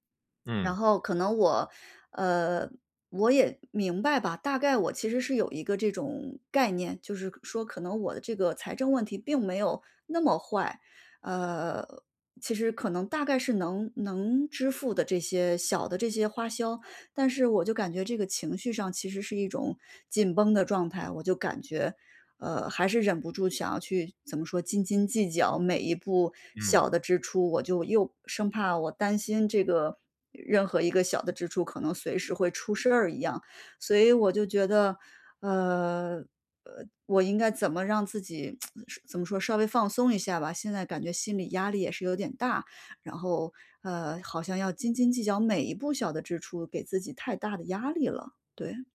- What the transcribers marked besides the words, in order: tsk
- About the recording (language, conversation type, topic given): Chinese, advice, 如何更好地应对金钱压力？